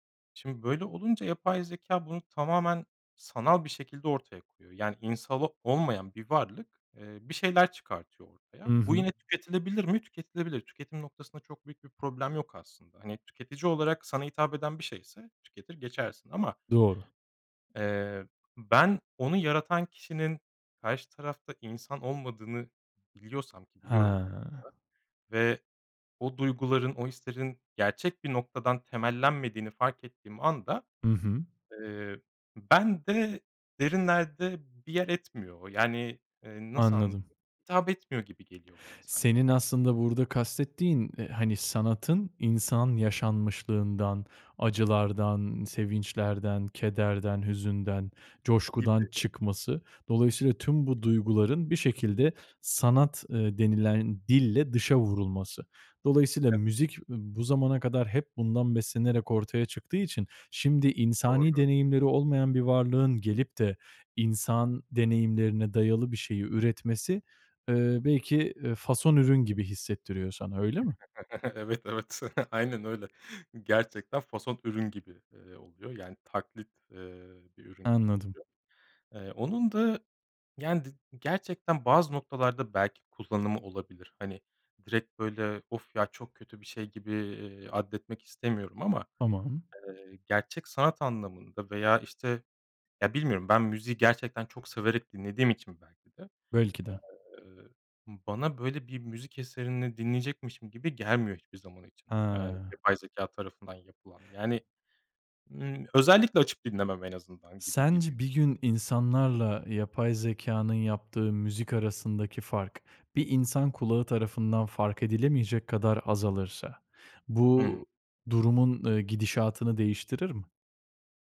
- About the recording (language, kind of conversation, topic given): Turkish, podcast, Bir şarkıda seni daha çok melodi mi yoksa sözler mi etkiler?
- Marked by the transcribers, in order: other background noise; chuckle; tapping